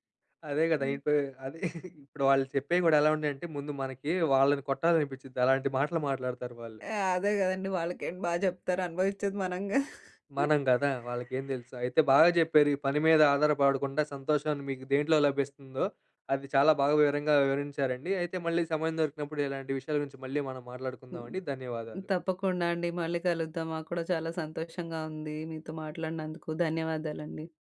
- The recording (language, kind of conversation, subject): Telugu, podcast, పని మీద ఆధారపడకుండా సంతోషంగా ఉండేందుకు మీరు మీకు మీరే ఏ విధంగా పరిమితులు పెట్టుకుంటారు?
- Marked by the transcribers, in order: other noise; chuckle; laugh; other background noise